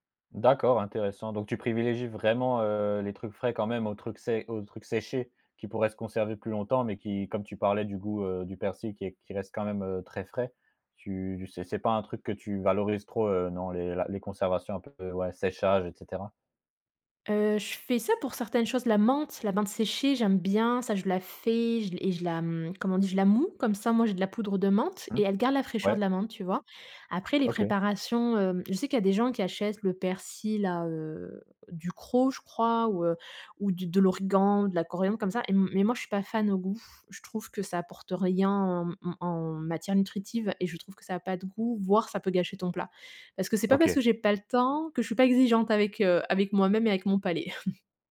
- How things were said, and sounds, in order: stressed: "vraiment"; stressed: "séchés"; chuckle
- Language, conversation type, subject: French, podcast, Comment t’organises-tu pour cuisiner quand tu as peu de temps ?
- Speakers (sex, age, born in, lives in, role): female, 35-39, France, Germany, guest; male, 20-24, France, France, host